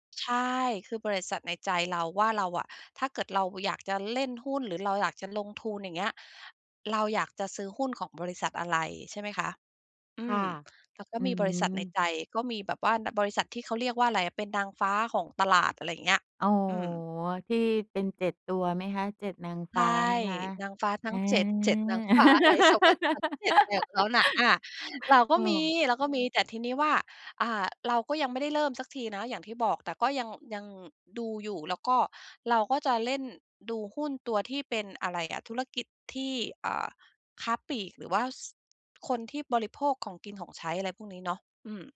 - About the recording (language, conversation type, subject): Thai, podcast, ถ้าคุณเริ่มเล่นหรือสร้างอะไรใหม่ๆ ได้ตั้งแต่วันนี้ คุณจะเลือกทำอะไร?
- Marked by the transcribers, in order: laugh